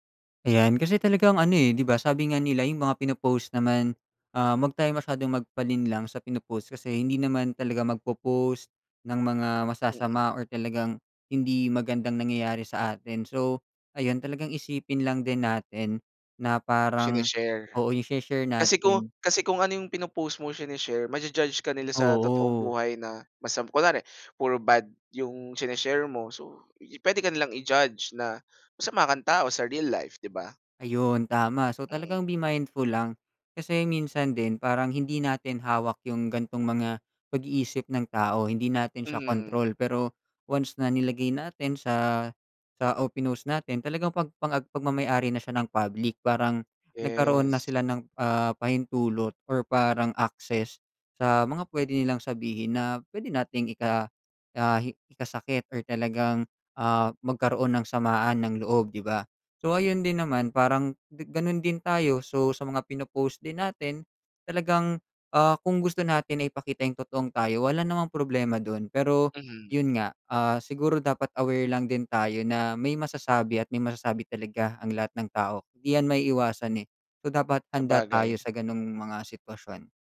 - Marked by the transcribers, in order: other background noise; tapping
- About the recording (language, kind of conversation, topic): Filipino, podcast, Ano ang papel ng midyang panlipunan sa pakiramdam mo ng pagkakaugnay sa iba?